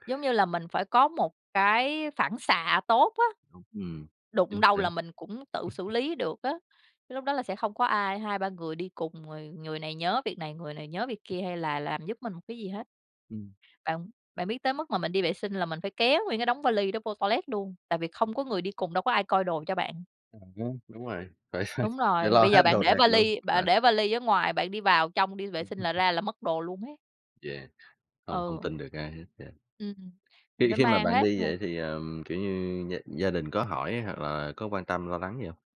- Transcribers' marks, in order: tapping; other background noise; laughing while speaking: "phải"; laughing while speaking: "Ừm"
- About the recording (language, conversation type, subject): Vietnamese, podcast, Những chuyến đi một mình đã ảnh hưởng đến bạn như thế nào?
- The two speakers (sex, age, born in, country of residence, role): female, 30-34, Vietnam, Vietnam, guest; male, 25-29, Vietnam, Vietnam, host